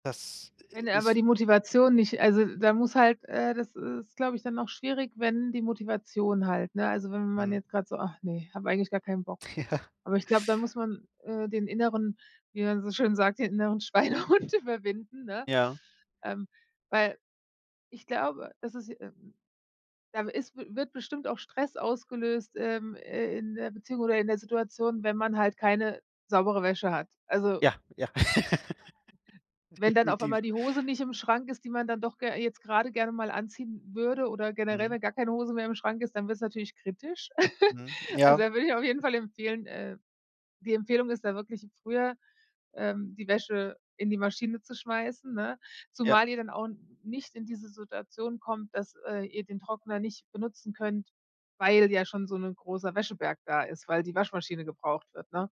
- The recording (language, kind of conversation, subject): German, advice, Warum schiebe ich ständig wichtige Aufgaben auf?
- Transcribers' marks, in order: laughing while speaking: "Ja"; laughing while speaking: "Schweinehund"; laugh; laughing while speaking: "Definitiv"; chuckle